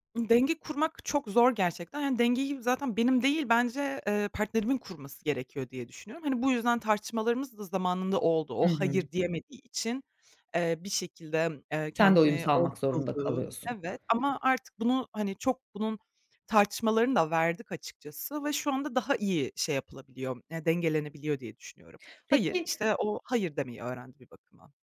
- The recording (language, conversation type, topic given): Turkish, podcast, Bir ilişkiyi sürdürmek mi yoksa bitirmek mi gerektiğine nasıl karar verirsin?
- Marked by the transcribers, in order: other background noise; tapping; unintelligible speech